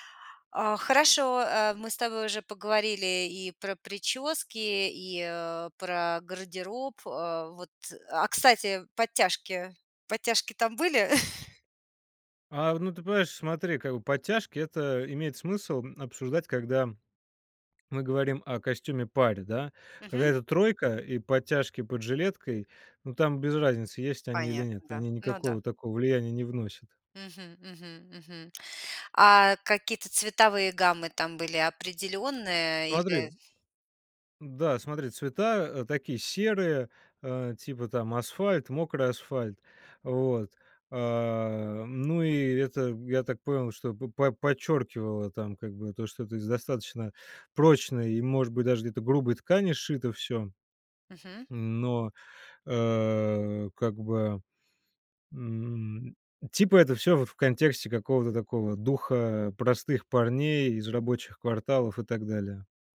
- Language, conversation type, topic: Russian, podcast, Какой фильм или сериал изменил твоё чувство стиля?
- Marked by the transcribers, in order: chuckle